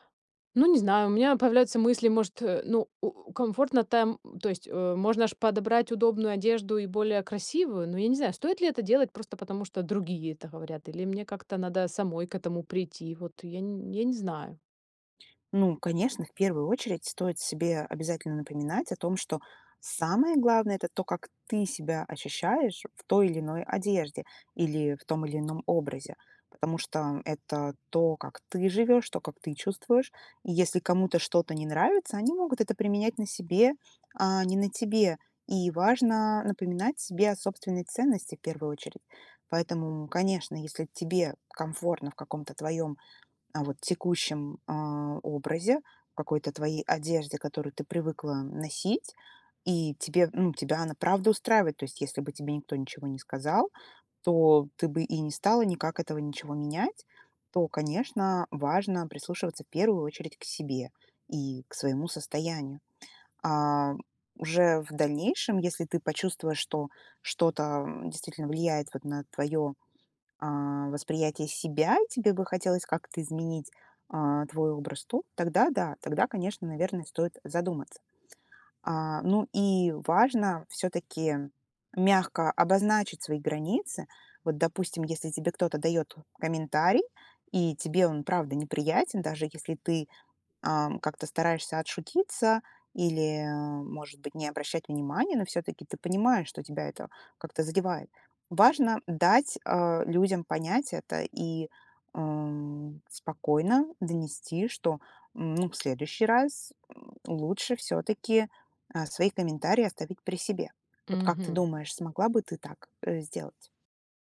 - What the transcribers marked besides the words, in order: none
- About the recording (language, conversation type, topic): Russian, advice, Как реагировать на критику вашей внешности или стиля со стороны родственников и знакомых?